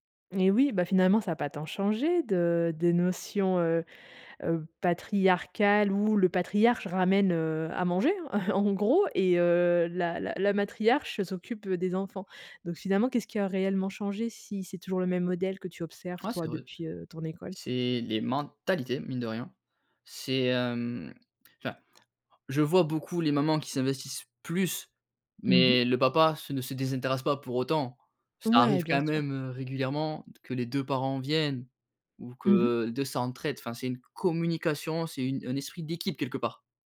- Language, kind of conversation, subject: French, podcast, Comment la notion d’autorité parentale a-t-elle évolué ?
- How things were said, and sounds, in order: chuckle